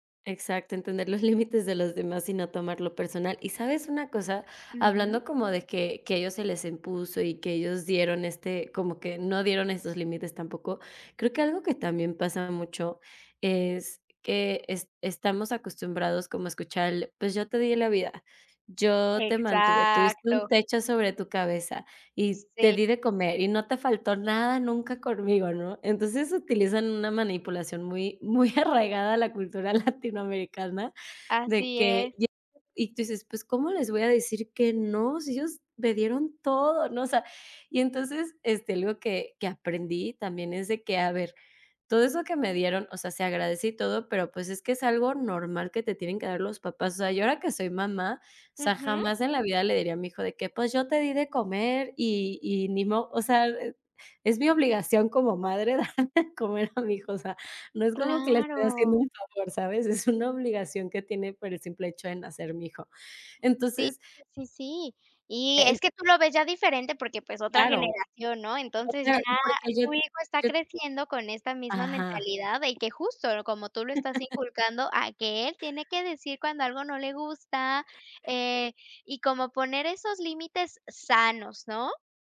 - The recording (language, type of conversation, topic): Spanish, podcast, ¿Cómo aprendes a decir no sin culpa?
- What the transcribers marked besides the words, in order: drawn out: "Exacto"; laughing while speaking: "muy"; laughing while speaking: "latinoamericana"; unintelligible speech; laughing while speaking: "dar de comer a mi hijo"; tapping; laugh